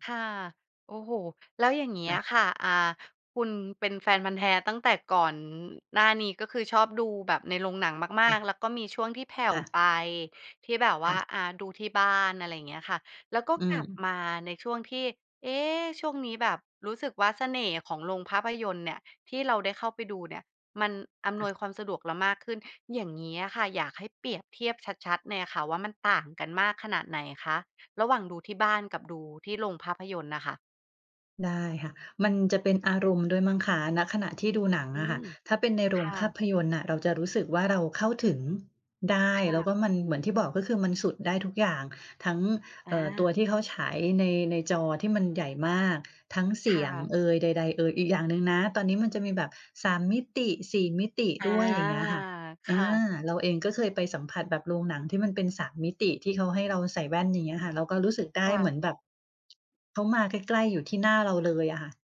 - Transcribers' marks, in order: tapping
- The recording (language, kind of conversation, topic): Thai, podcast, การดูหนังในโรงกับดูที่บ้านต่างกันยังไงสำหรับคุณ?